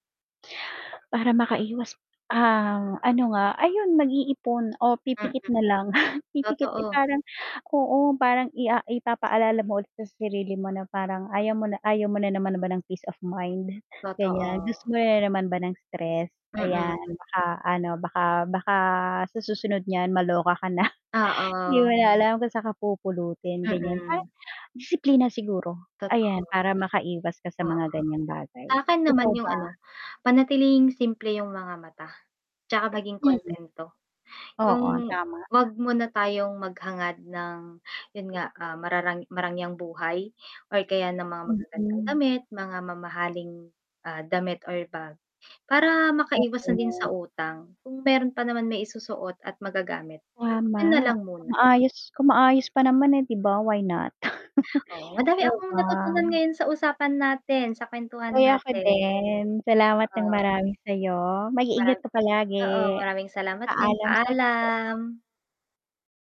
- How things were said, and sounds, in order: tapping; static; distorted speech; mechanical hum; laugh; other background noise
- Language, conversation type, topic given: Filipino, unstructured, Ano ang pananaw mo sa pagpapautang na may mataas na interes, at ano ang palagay mo sa mga taong nangungutang kahit hindi nila kayang magbayad?